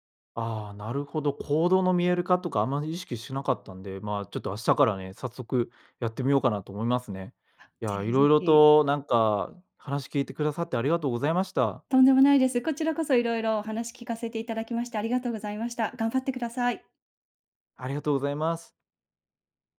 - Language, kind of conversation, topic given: Japanese, advice, ルーチンがなくて時間を無駄にしていると感じるのはなぜですか？
- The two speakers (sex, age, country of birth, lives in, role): female, 40-44, Japan, United States, advisor; male, 25-29, Japan, Germany, user
- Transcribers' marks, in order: none